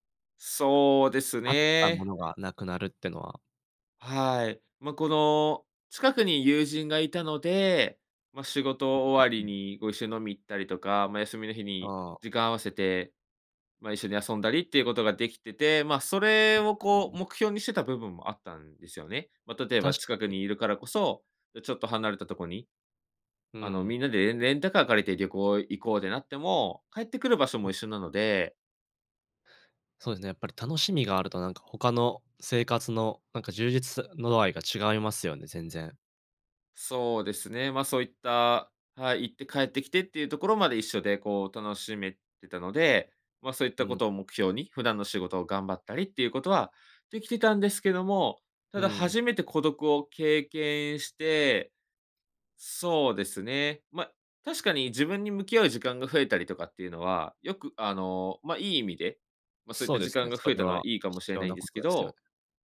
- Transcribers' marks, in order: none
- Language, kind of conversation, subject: Japanese, advice, 趣味に取り組む時間や友人と過ごす時間が減って孤独を感じるのはなぜですか？